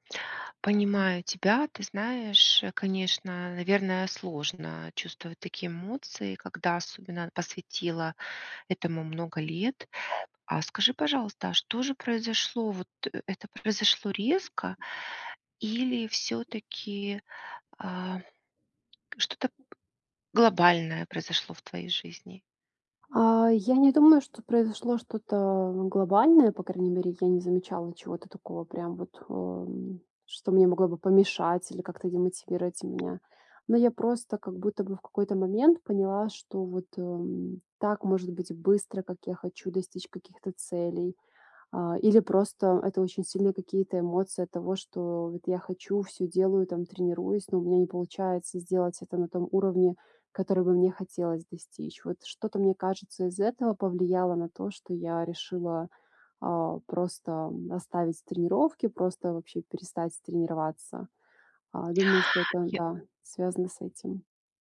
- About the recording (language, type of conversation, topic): Russian, advice, Почему я потерял(а) интерес к занятиям, которые раньше любил(а)?
- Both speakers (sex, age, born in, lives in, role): female, 30-34, Belarus, Italy, user; female, 50-54, Ukraine, United States, advisor
- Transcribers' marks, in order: other background noise; tapping